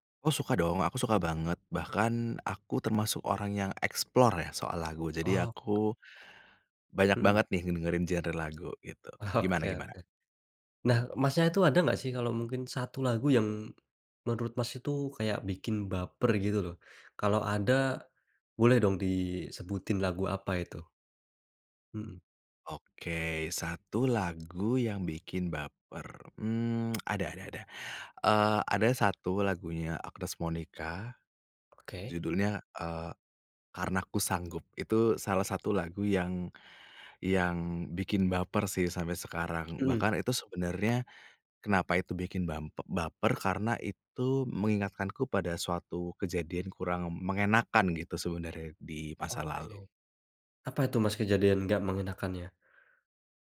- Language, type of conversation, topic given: Indonesian, podcast, Lagu apa yang selalu bikin kamu baper, dan kenapa?
- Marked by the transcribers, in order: in English: "explore"; other background noise; tapping; laughing while speaking: "Oke"; tongue click